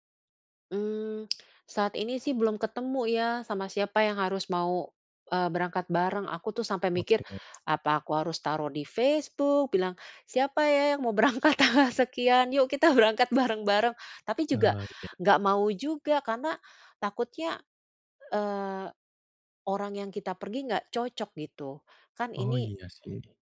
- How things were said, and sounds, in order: laughing while speaking: "berangkat"
- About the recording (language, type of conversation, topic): Indonesian, advice, Bagaimana saya menyesuaikan rencana perjalanan saat terjadi hal-hal tak terduga?